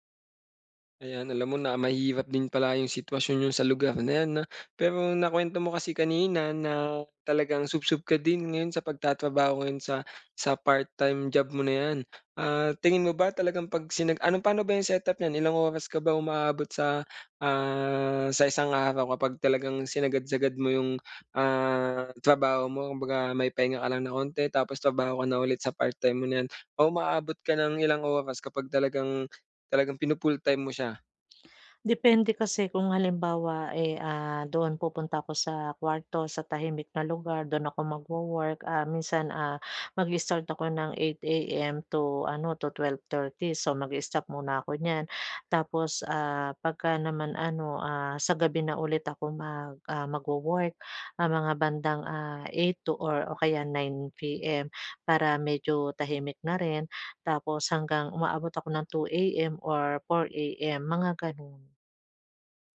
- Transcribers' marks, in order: none
- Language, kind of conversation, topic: Filipino, advice, Paano ako makakapagpahinga at makapag-relaks sa bahay kapag sobrang stress?